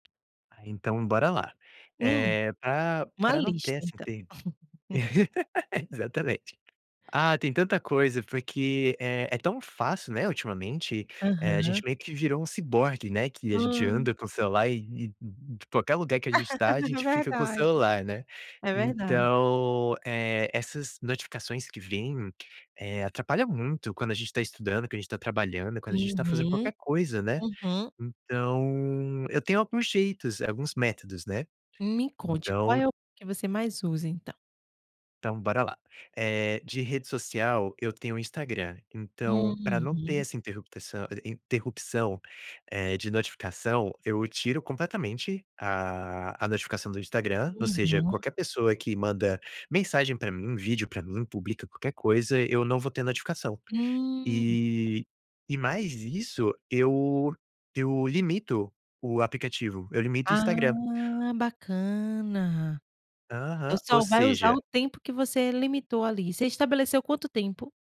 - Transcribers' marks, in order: tapping; laugh; chuckle; laugh; other background noise
- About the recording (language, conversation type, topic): Portuguese, podcast, Como você organiza suas notificações e interrupções digitais?